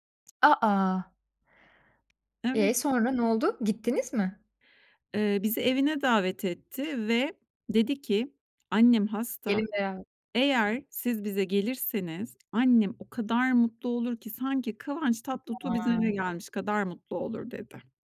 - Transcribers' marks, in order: tapping; unintelligible speech
- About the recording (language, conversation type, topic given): Turkish, podcast, Yerel insanlarla yaptığın en ilginç sohbeti anlatır mısın?